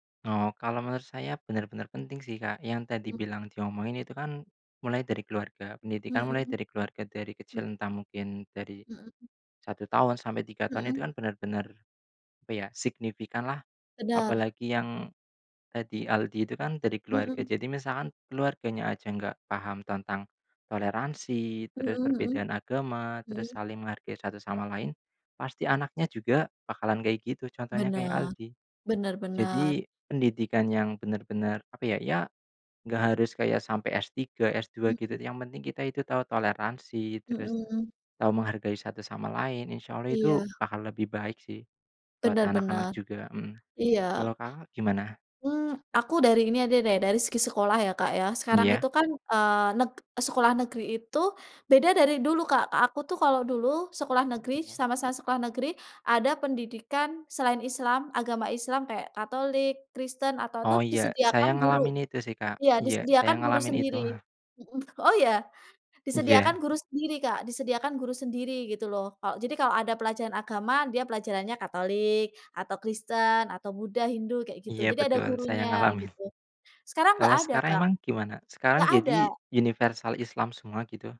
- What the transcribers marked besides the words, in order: other background noise; "sama-sama" said as "sama-sa"; in English: "universal"
- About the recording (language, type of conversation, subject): Indonesian, unstructured, Apa yang kamu pikirkan tentang konflik yang terjadi karena perbedaan keyakinan?